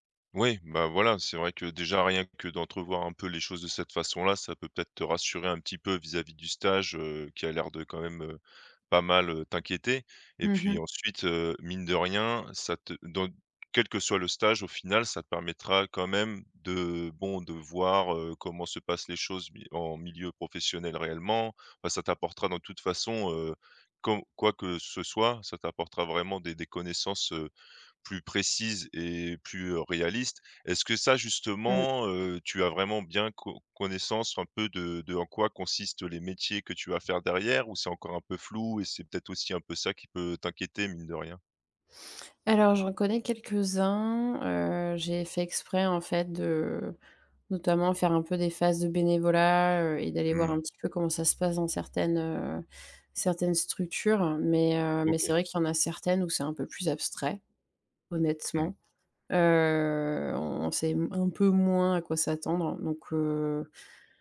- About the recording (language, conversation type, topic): French, advice, Comment la procrastination vous empêche-t-elle d’avancer vers votre but ?
- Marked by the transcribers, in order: other street noise